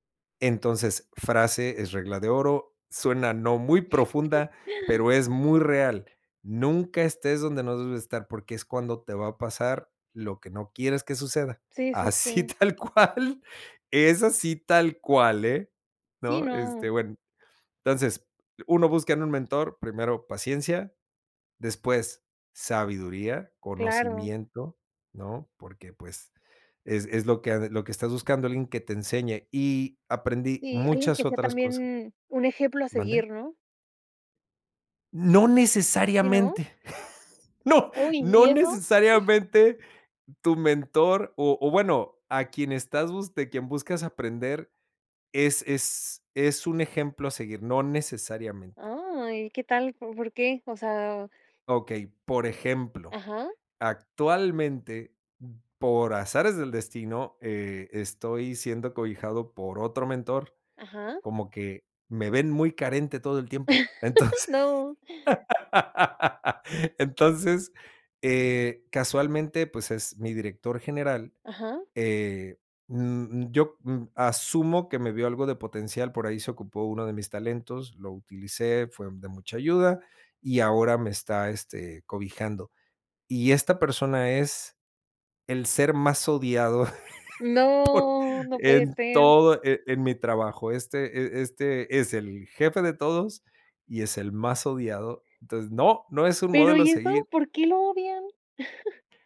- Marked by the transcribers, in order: chuckle; laughing while speaking: "Así tal cual"; chuckle; chuckle; laugh; laughing while speaking: "entonces"; laugh; laugh; chuckle
- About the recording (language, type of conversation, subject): Spanish, podcast, ¿Qué esperas de un buen mentor?